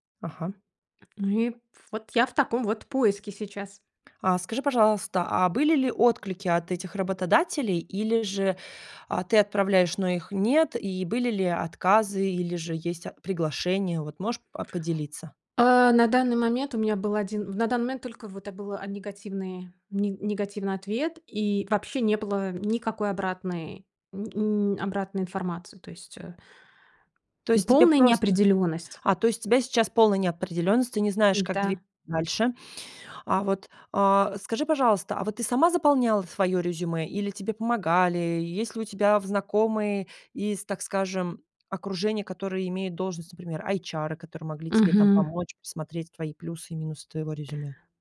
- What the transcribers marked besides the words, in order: tapping
- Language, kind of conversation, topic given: Russian, advice, Как справиться с неожиданной потерей работы и тревогой из-за финансов?